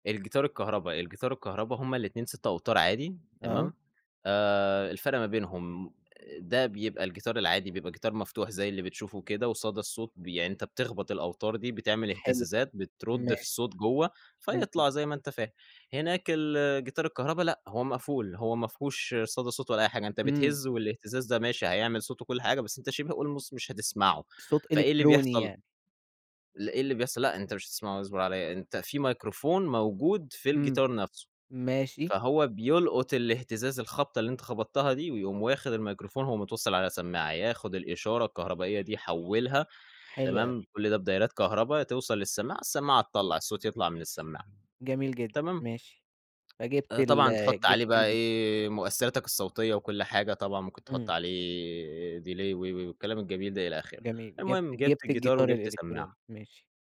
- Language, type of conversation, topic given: Arabic, podcast, إزاي بدأت تهتم بالموسيقى أصلاً؟
- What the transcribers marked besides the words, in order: unintelligible speech; in English: "almost"; other background noise; horn; in English: "delay"